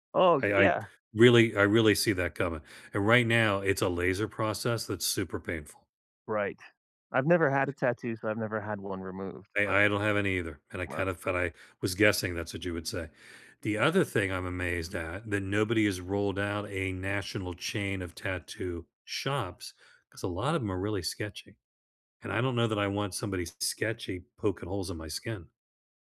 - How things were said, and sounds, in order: other background noise; tapping
- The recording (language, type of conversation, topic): English, unstructured, How can you persuade someone without arguing?
- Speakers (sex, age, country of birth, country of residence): male, 55-59, United States, United States; male, 70-74, United States, United States